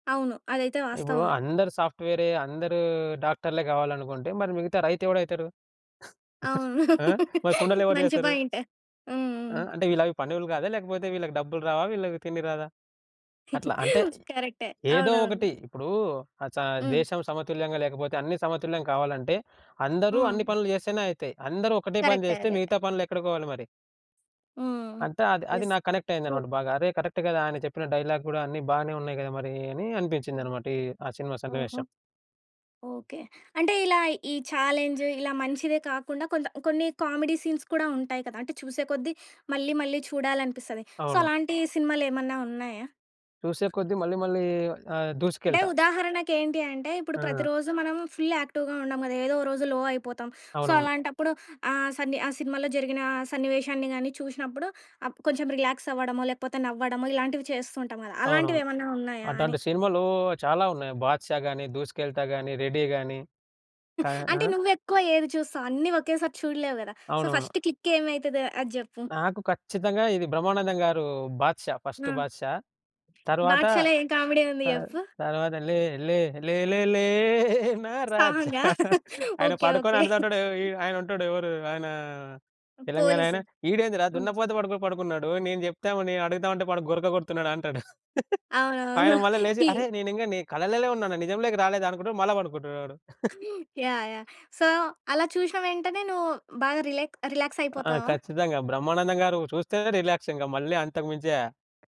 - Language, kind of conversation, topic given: Telugu, podcast, ఏ సినిమా సన్నివేశం మీ జీవితాన్ని ఎలా ప్రభావితం చేసిందో చెప్పగలరా?
- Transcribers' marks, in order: giggle; laugh; in English: "పాయింట్"; chuckle; in Hindi: "అచ్చా!"; other background noise; in English: "యెస్. ట్రూ"; in English: "కనెక్ట్"; in English: "చాలెంజ్"; in English: "కామెడీ సీన్స్"; in English: "సో"; tapping; in English: "ఫుల్ యాక్టివ్‌గా"; in English: "లో"; in English: "సో"; chuckle; in English: "సో ఫస్ట్ క్లిక్"; in English: "ఫస్ట్"; in English: "కామెడీ"; singing: "లే లే లే లే లే నా రాజా"; laughing while speaking: "లే లే లే లే లే నా రాజా"; laughing while speaking: "సాంగా! ఓకే. ఓకే"; chuckle; chuckle; giggle; in English: "సో"; in English: "రిలాక్ రిలాక్స్"; in English: "రిలాక్స్"